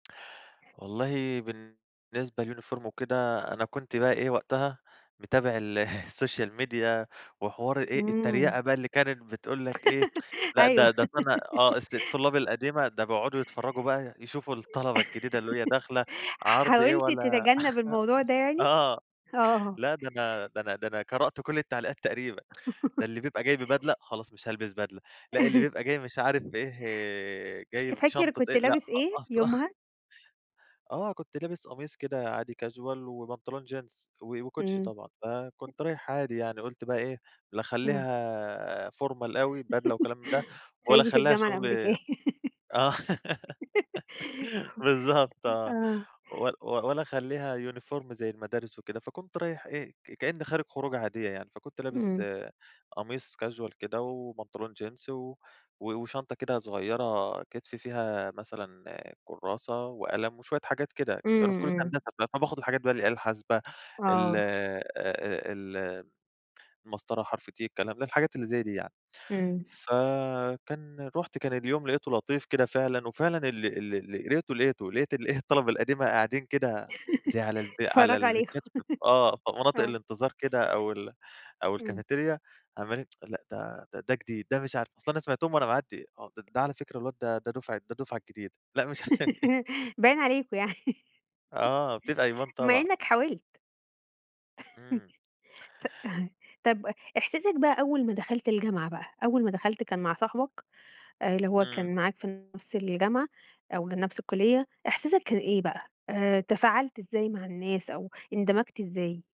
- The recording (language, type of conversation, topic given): Arabic, podcast, تحب تحكيلنا عن أول يوم ليك في الجامعة ولا في الثانوية كان عامل إزاي؟
- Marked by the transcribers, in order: other background noise; in English: "للuniform"; laughing while speaking: "متابع"; in English: "الsocial media"; tsk; laugh; laugh; laugh; laughing while speaking: "آه"; tsk; laugh; laugh; laughing while speaking: "لأ خ أصل"; in English: "casual"; other noise; in English: "formal"; laugh; laugh; laugh; in English: "uniform"; in English: "casual"; tapping; laughing while speaking: "الإيه"; in English: "البنشات"; laugh; laughing while speaking: "بيتفرجوا عليكم آه"; in English: "الcafetaria"; tsk; laugh; chuckle; unintelligible speech